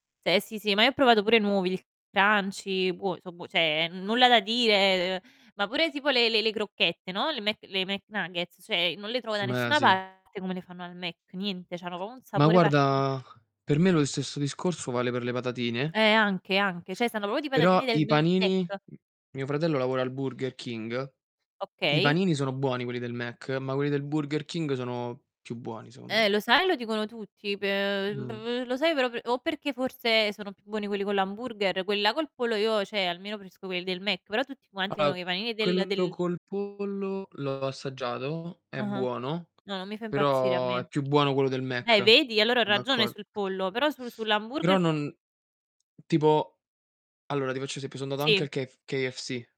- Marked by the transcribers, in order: "Cioè" said as "ceh"; distorted speech; "cioè" said as "ceh"; "cioè" said as "ceh"; "proprio" said as "popo"; other background noise; drawn out: "guarda"; tapping; "cioè" said as "ceh"; unintelligible speech; unintelligible speech; "cioè" said as "ceh"; "dicono" said as "icono"; static
- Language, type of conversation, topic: Italian, unstructured, Hai mai provato un cibo che ti ha davvero sorpreso?